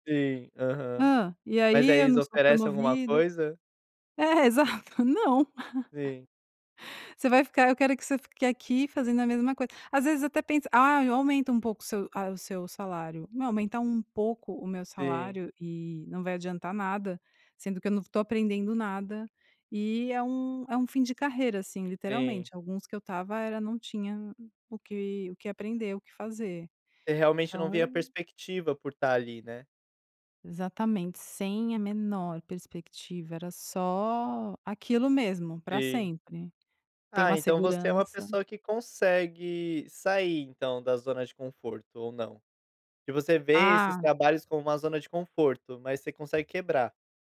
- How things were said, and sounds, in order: laughing while speaking: "É, exato"; laugh
- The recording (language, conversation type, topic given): Portuguese, podcast, Como você se convence a sair da zona de conforto?